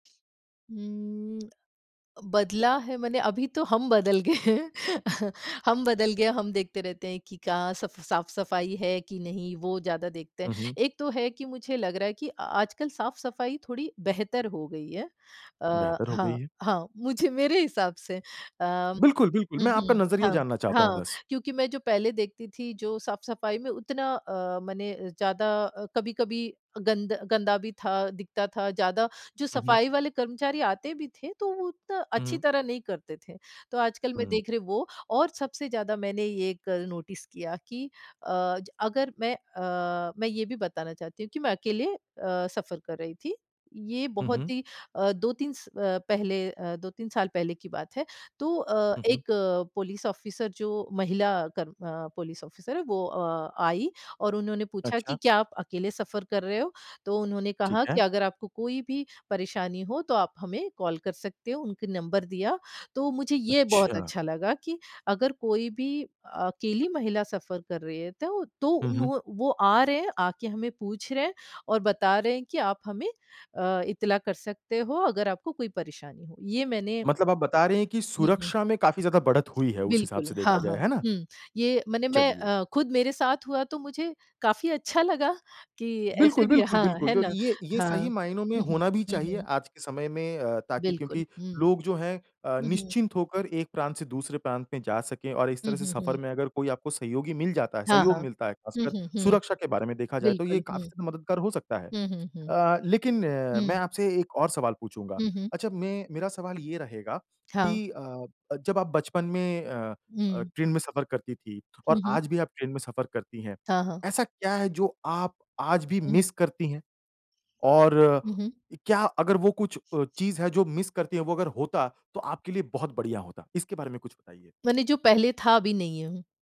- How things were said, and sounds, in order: laughing while speaking: "हैं"; chuckle; in English: "नोटिस"; in English: "ऑफ़िसर"; in English: "ऑफ़िसर"; in English: "कॉल"; tapping; other background noise; in English: "मिस"; in English: "मिस"
- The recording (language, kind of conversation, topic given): Hindi, podcast, ट्रेन यात्रा का आपका सबसे मज़ेदार किस्सा क्या है?
- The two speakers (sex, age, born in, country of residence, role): female, 40-44, India, United States, guest; male, 30-34, India, India, host